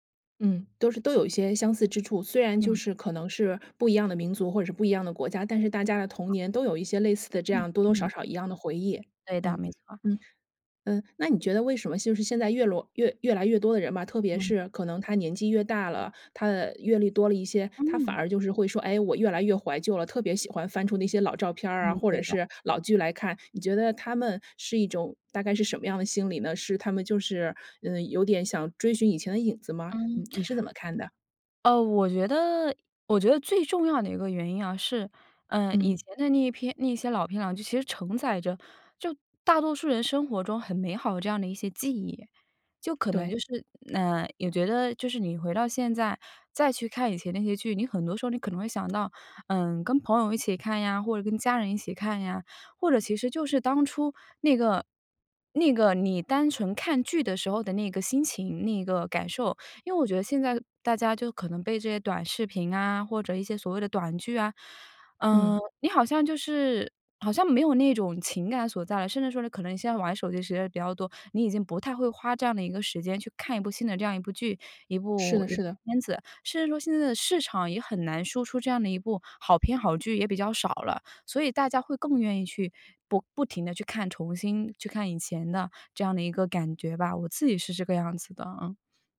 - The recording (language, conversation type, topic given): Chinese, podcast, 为什么有些人会一遍又一遍地重温老电影和老电视剧？
- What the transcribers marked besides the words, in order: other background noise